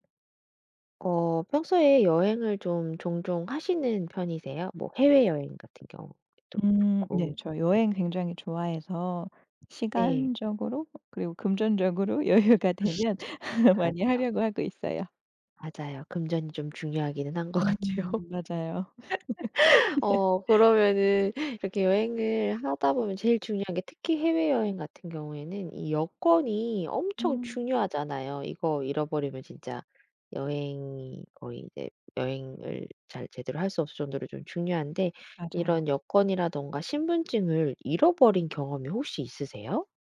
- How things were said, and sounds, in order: other background noise; laughing while speaking: "금전적으로 여유가 되면"; laugh; laughing while speaking: "거 같아요"; laugh; tapping; laugh
- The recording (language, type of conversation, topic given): Korean, podcast, 여행 중 여권이나 신분증을 잃어버린 적이 있나요?